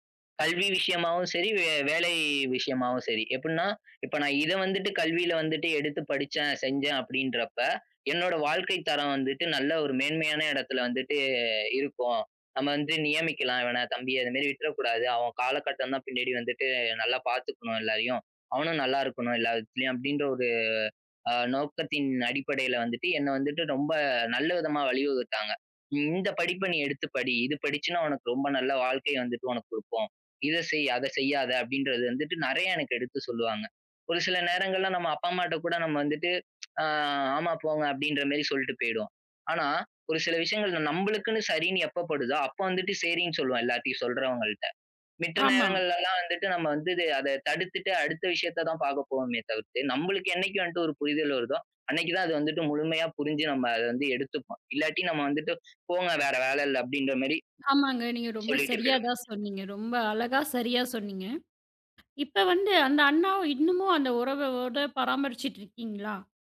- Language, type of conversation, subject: Tamil, podcast, தொடரும் வழிகாட்டல் உறவை எப்படிச் சிறப்பாகப் பராமரிப்பீர்கள்?
- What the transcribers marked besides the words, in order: drawn out: "வந்துட்டு"; drawn out: "ஒரு"; drawn out: "ஆ"; "மித்த" said as "மிட்ற"